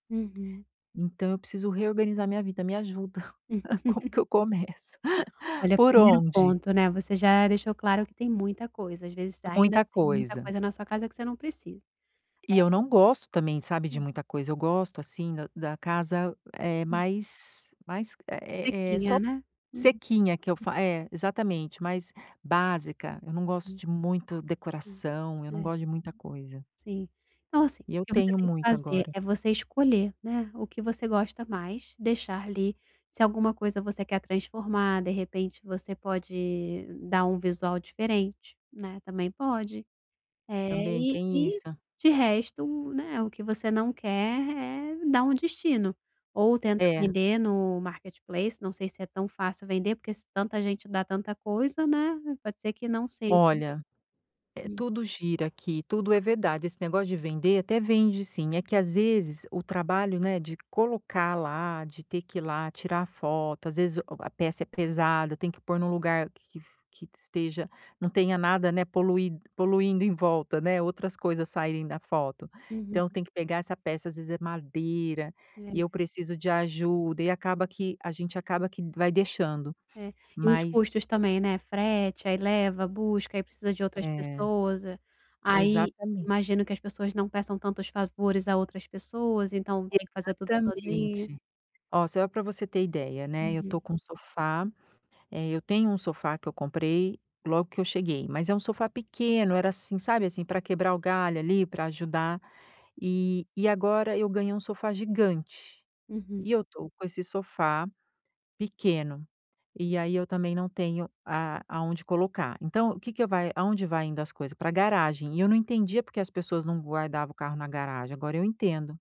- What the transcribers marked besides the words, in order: laugh; chuckle; laughing while speaking: "Como que eu começo?"; tapping; other background noise; in English: "marketplace"
- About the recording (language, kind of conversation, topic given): Portuguese, advice, Como posso reorganizar meu espaço para evitar comportamentos automáticos?